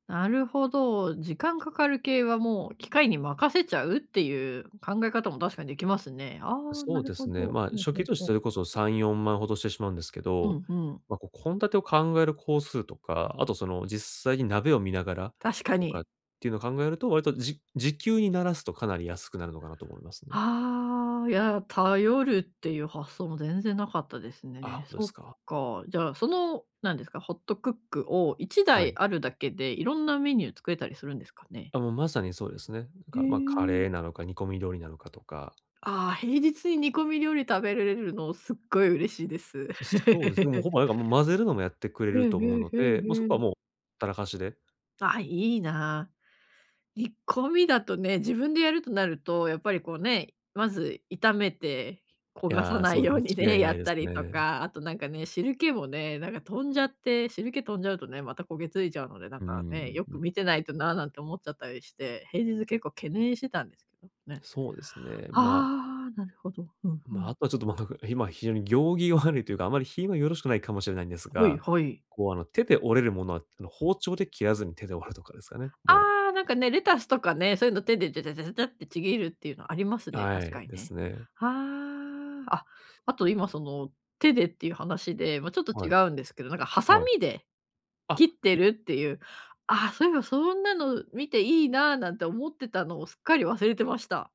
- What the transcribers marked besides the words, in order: chuckle; tapping
- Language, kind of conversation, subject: Japanese, advice, 毎日の献立を素早く決めるにはどうすればいいですか？